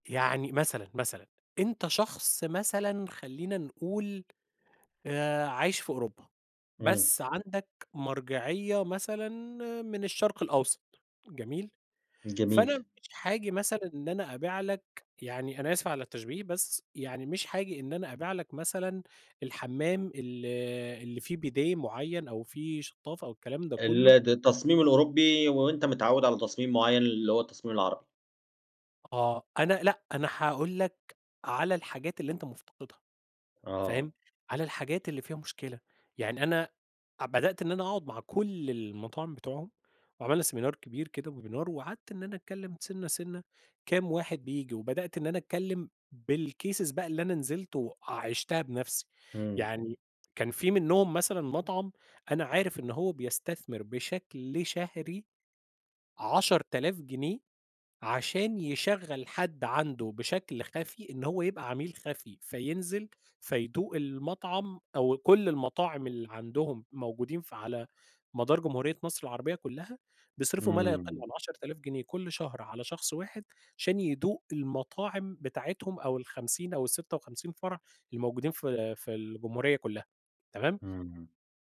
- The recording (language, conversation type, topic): Arabic, podcast, إزاي بتلاقي الإلهام عشان تبدأ مشروع جديد؟
- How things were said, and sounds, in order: other background noise; in English: "بيديه"; in English: "seminar"; in English: "وwebinar"; in English: "بالcases"